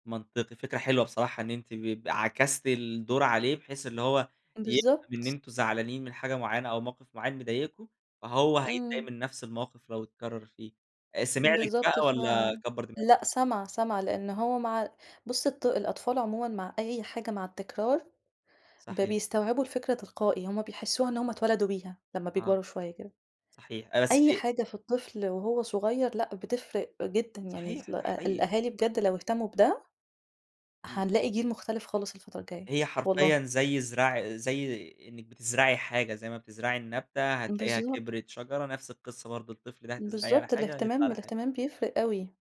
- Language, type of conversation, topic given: Arabic, podcast, إيه أول درس اتعلمته في بيت أهلك؟
- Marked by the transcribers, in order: none